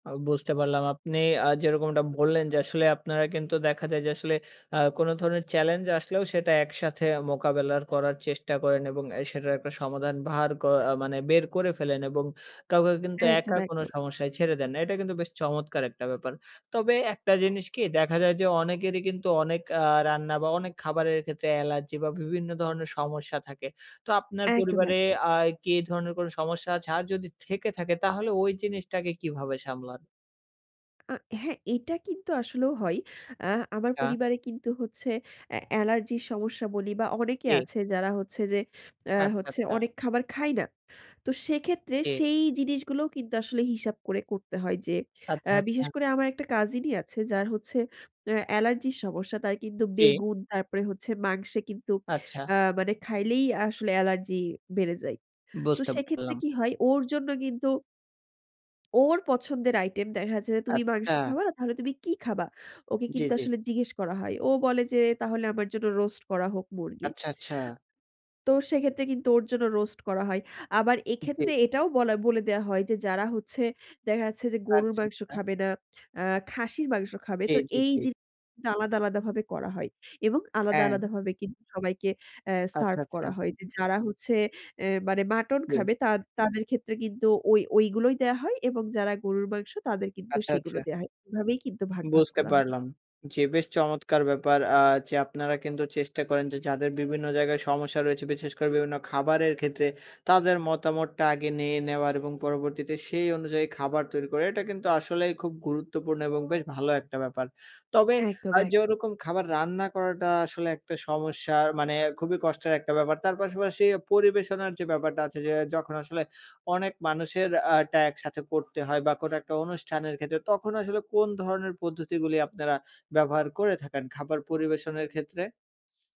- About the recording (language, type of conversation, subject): Bengali, podcast, একসঙ্গে রান্না করে কোনো অনুষ্ঠানে কীভাবে আনন্দময় পরিবেশ তৈরি করবেন?
- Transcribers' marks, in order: tapping; other background noise; unintelligible speech; horn